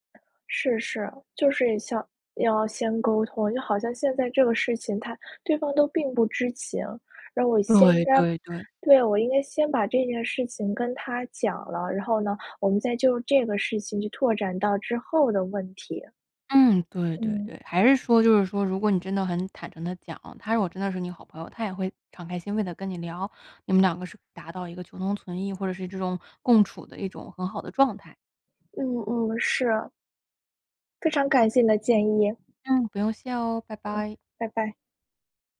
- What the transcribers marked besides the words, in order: none
- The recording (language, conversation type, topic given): Chinese, advice, 朋友对我某次行为作出严厉评价让我受伤，我该怎么面对和沟通？